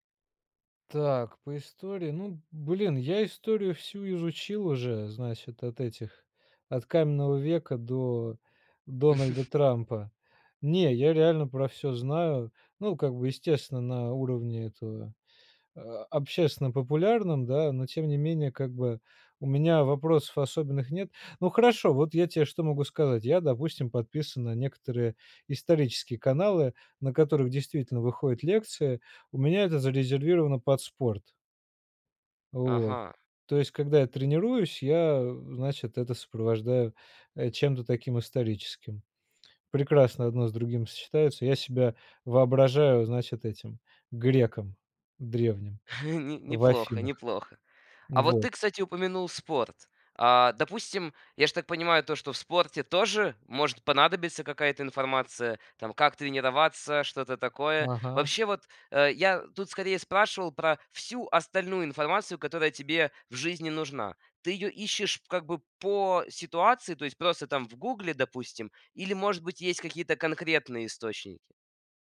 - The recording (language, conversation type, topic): Russian, podcast, Какие приёмы помогают не тонуть в потоке информации?
- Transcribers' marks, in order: chuckle; chuckle